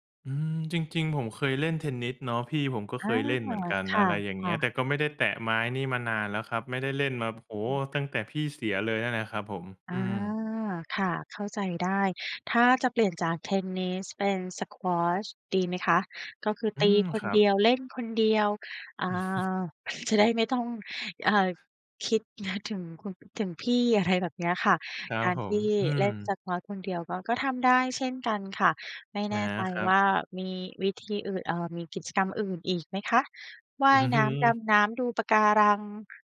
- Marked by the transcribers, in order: chuckle; laughing while speaking: "อืม"
- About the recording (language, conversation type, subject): Thai, advice, ทำไมวันครบรอบครั้งนี้ถึงทำให้คุณรู้สึกเจ็บปวดอยู่ตลอดเวลา?